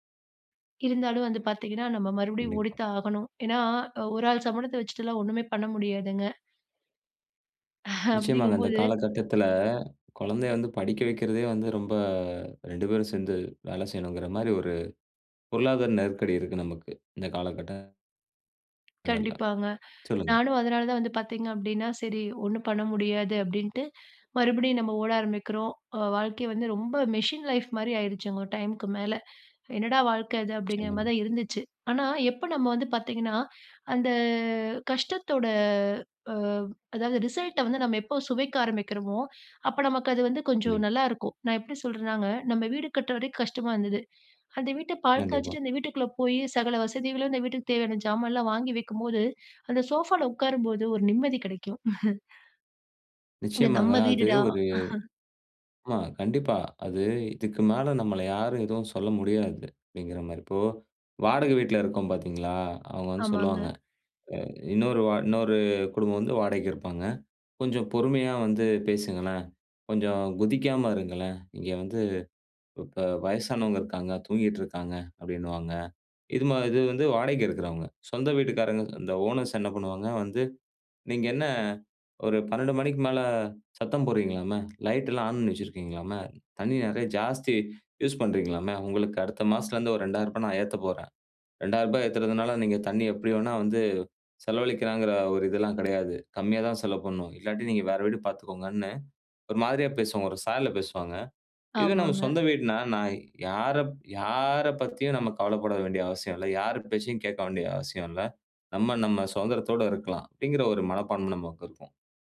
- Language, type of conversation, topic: Tamil, podcast, உங்கள் வாழ்க்கையை மாற்றிய ஒரு தருணம் எது?
- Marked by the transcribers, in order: "சம்பளத்தை" said as "சம்பணத்த"; drawn out: "காலகட்டத்தில்"; drawn out: "ரொம்ப"; grunt; unintelligible speech; in English: "மெஷின் லைஃப்"; disgusted: "என்னடா வாழ்க்க இது?"; other background noise; drawn out: "அந்த"; in English: "ரிசல்ட்ட"; joyful: "அந்த வீட்ட பால் காய்ச்சிட்டு அந்த … ஒரு நிம்மதி கிடைக்கும்"; chuckle; joyful: "இது நம்ம வீடுடா!"; chuckle; drawn out: "யார"